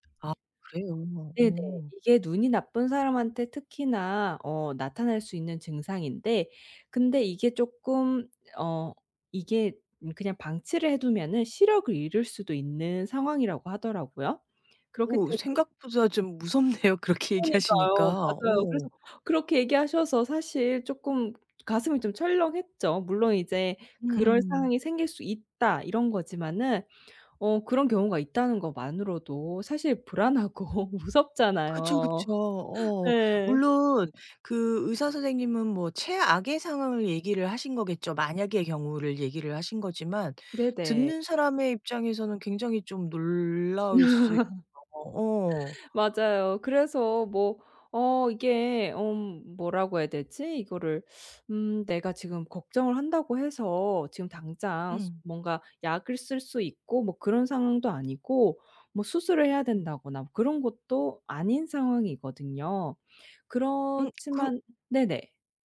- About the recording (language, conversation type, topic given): Korean, advice, 건강 문제 진단 후 생활습관을 어떻게 바꾸고 계시며, 앞으로 어떤 점이 가장 불안하신가요?
- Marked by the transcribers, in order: other background noise; laughing while speaking: "무섭네요"; tapping; laughing while speaking: "불안하고 무섭잖아요"; laugh